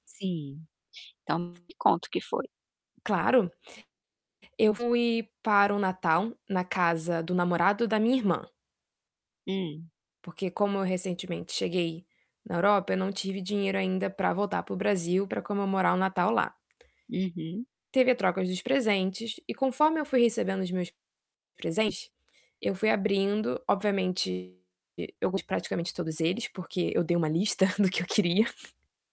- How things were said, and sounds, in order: distorted speech; other background noise; tapping; laughing while speaking: "do que eu queria"
- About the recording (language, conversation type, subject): Portuguese, advice, Como posso entender e respeitar os costumes locais ao me mudar?